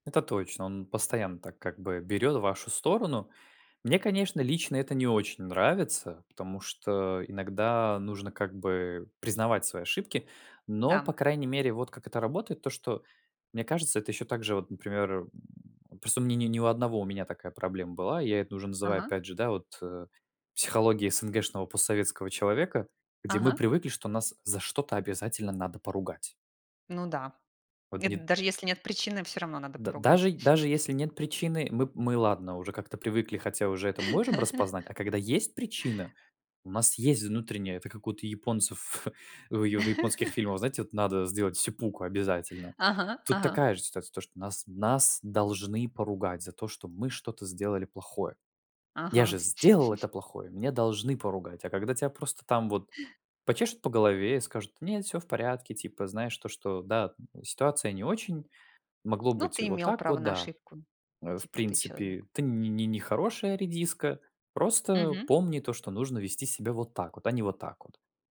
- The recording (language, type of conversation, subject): Russian, unstructured, Почему многие люди боятся обращаться к психологам?
- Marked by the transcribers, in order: other background noise; tapping; chuckle; chuckle; laughing while speaking: "японцев"; chuckle; in Japanese: "сэппуку"; chuckle